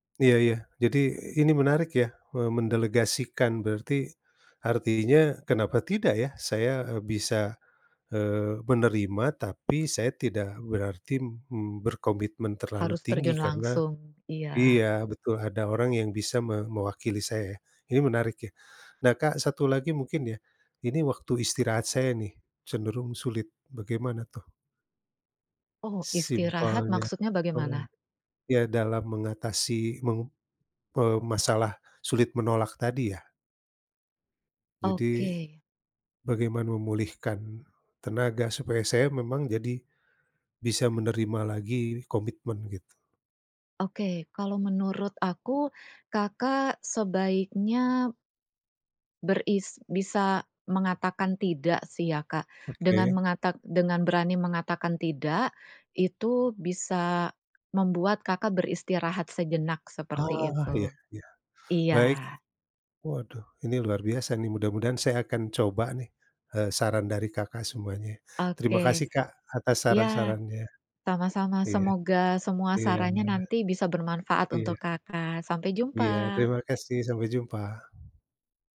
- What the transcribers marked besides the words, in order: tapping; "Sama-sama" said as "tama-sama"; other background noise
- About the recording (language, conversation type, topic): Indonesian, advice, Bagaimana cara mengatasi terlalu banyak komitmen sehingga saya tidak mudah kewalahan dan bisa berkata tidak?